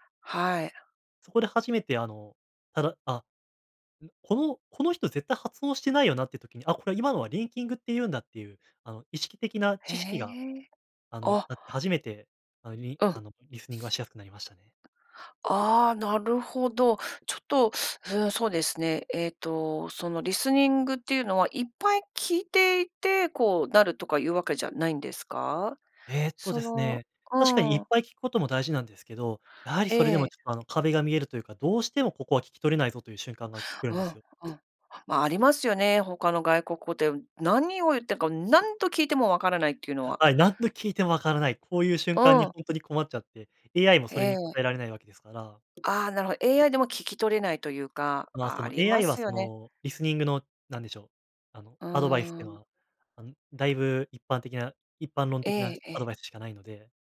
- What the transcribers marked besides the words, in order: none
- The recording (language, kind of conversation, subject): Japanese, podcast, 上達するためのコツは何ですか？